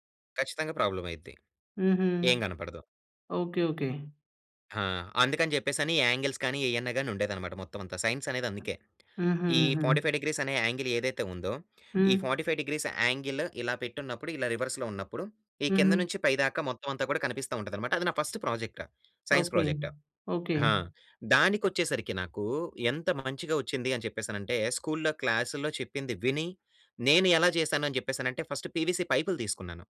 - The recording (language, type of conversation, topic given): Telugu, podcast, మీకు అత్యంత నచ్చిన ప్రాజెక్ట్ గురించి వివరించగలరా?
- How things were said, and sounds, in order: in English: "ప్రాబ్లమ్"; in English: "యాంగిల్స్"; other background noise; in English: "ఫార్టీ ఫైవ్ డిగ్రీస్"; in English: "యాంగిల్"; in English: "ఫార్టీ ఫైవ్ డిగ్రీస్ యాంగిల్"; in English: "రివర్స్‌లో"; in English: "ఫస్ట్ ప్రాజెక్ట్. సైన్స్ ప్రాజెక్ట్"; in English: "ఫస్ట్ పీవీసీ"